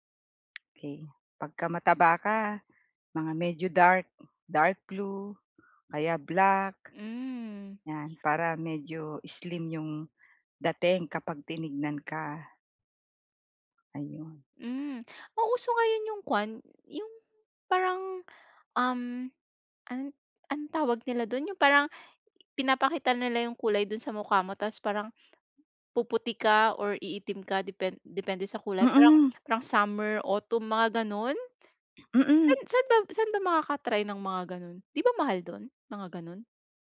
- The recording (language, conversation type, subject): Filipino, advice, Paano ako makakahanap ng damit na bagay sa akin?
- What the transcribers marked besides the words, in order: tapping